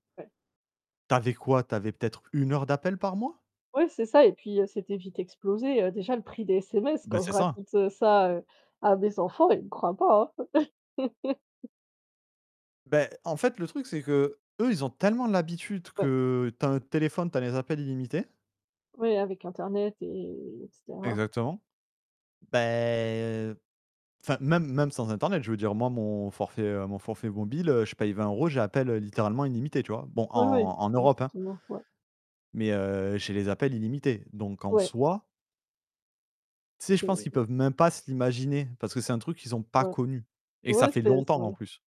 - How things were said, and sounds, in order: laugh; drawn out: "heu"; distorted speech; other background noise; stressed: "pas"
- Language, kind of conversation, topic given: French, unstructured, Comment la technologie a-t-elle changé notre manière de communiquer ?